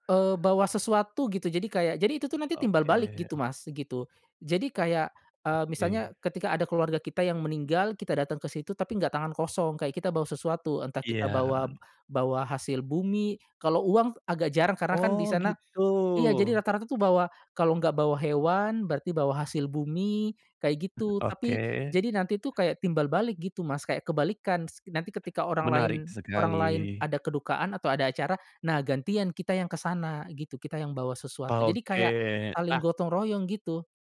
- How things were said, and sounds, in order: tapping
- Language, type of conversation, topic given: Indonesian, podcast, Pernahkah kamu mengunjungi kampung halaman leluhur, dan bagaimana kesanmu?